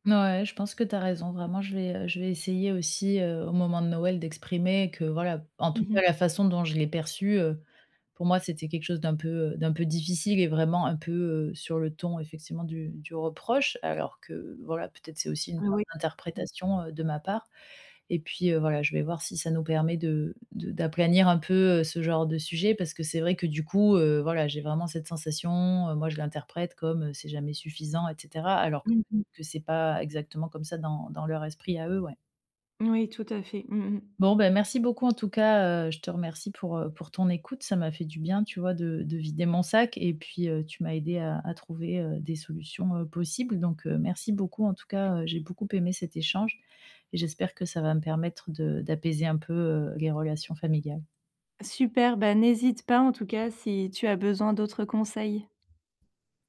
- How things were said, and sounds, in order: none
- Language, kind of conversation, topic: French, advice, Comment dire non à ma famille sans me sentir obligé ?